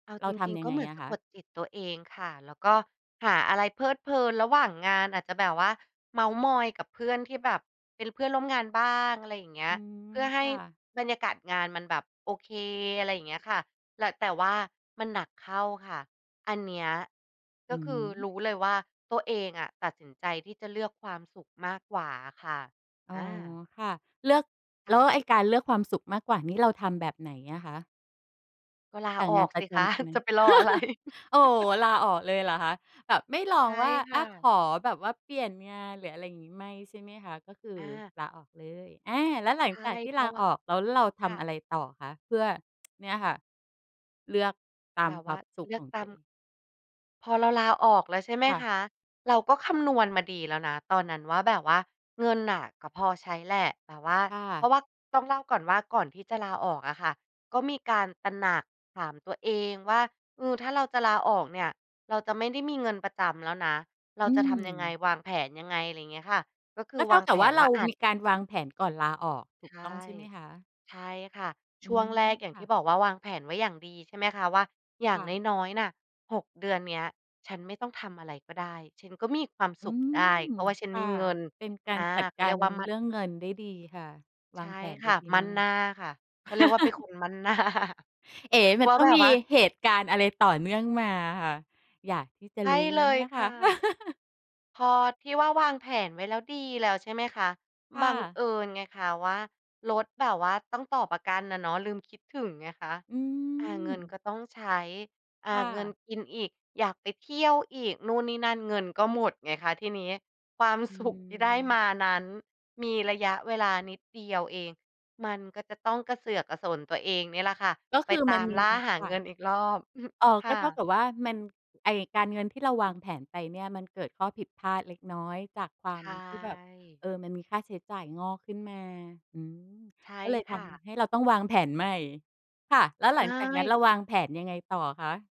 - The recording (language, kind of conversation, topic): Thai, podcast, คุณเลือกงานโดยให้ความสำคัญกับเงินหรือความสุขมากกว่ากัน เพราะอะไร?
- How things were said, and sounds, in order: chuckle; laughing while speaking: "จะไปรออะไร"; laugh; tsk; laugh; laughing while speaking: "หน้า"; laugh; laughing while speaking: "สุข"; chuckle